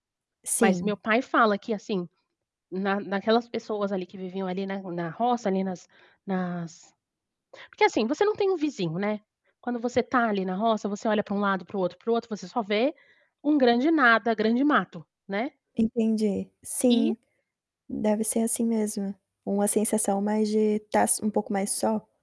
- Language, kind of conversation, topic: Portuguese, podcast, Como as histórias de migração moldaram a sua família?
- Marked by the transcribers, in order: none